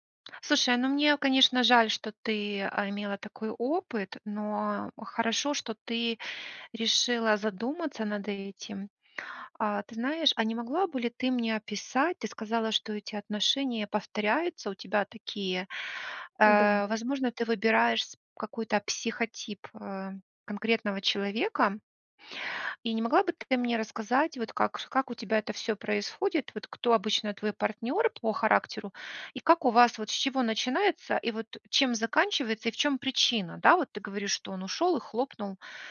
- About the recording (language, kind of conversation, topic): Russian, advice, С чего начать, если я боюсь осваивать новый навык из-за возможной неудачи?
- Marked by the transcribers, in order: other background noise; tapping